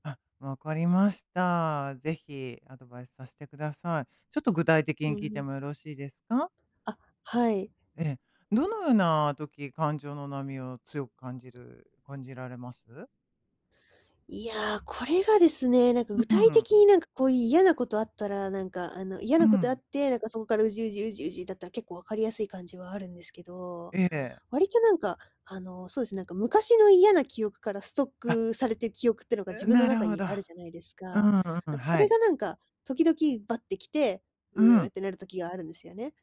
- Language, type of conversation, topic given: Japanese, advice, 感情の波を穏やかにするには、どんな練習をすればよいですか？
- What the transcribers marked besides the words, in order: tapping